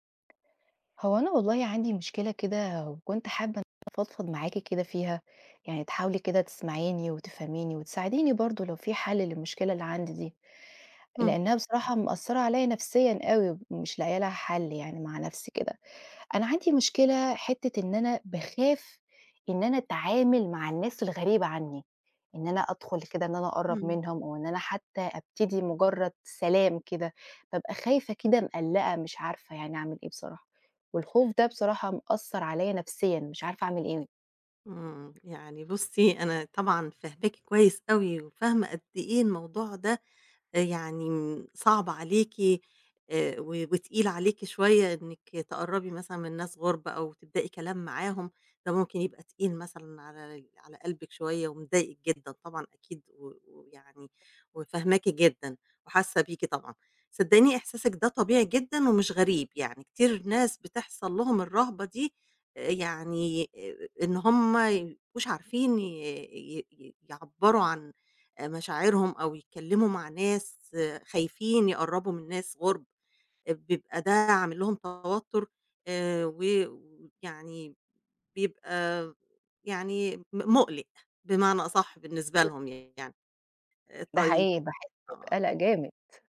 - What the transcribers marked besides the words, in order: tapping; other background noise
- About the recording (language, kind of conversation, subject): Arabic, advice, إزاي أقدر أتغلب على خوفي من إني أقرّب من الناس وافتَح كلام مع ناس ماعرفهمش؟